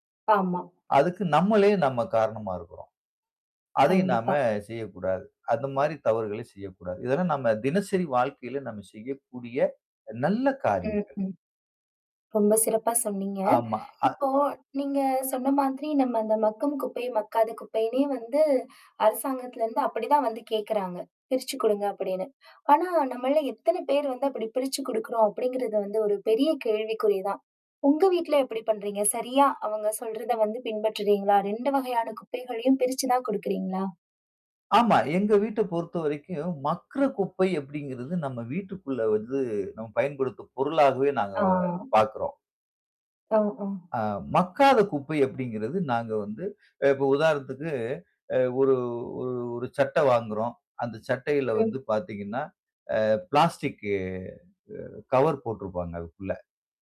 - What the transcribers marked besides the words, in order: static; distorted speech; tapping
- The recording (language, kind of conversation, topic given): Tamil, podcast, நமது வாழ்க்கையில் தினசரி எளிதாகப் பின்பற்றக்கூடிய சுற்றுச்சூழல் நட்பு பழக்கங்கள் என்ன?